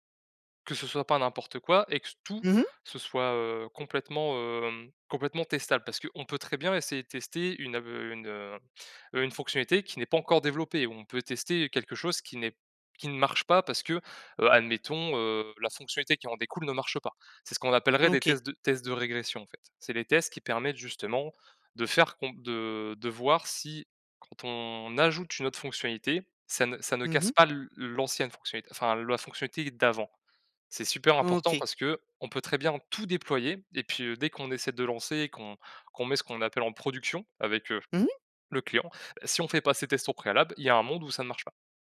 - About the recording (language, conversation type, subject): French, podcast, Quelle astuce pour éviter le gaspillage quand tu testes quelque chose ?
- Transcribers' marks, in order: none